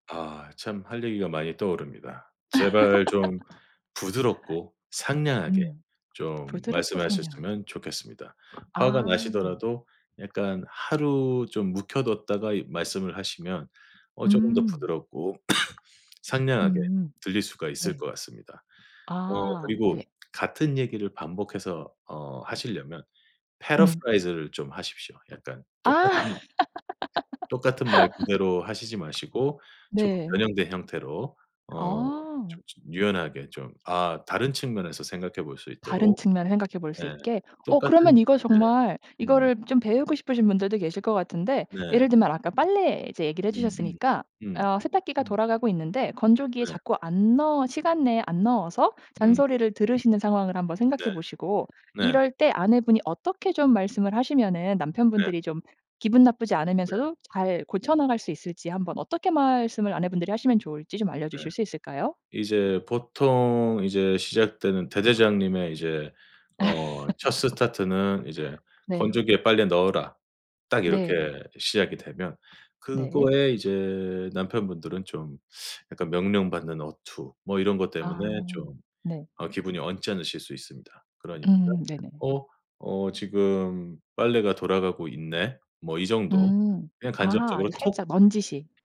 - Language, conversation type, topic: Korean, podcast, 맞벌이 부부는 집안일을 어떻게 조율하나요?
- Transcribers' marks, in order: laugh; tapping; cough; other background noise; in English: "paraphrase를"; put-on voice: "paraphrase를"; laughing while speaking: "아"; laugh; laugh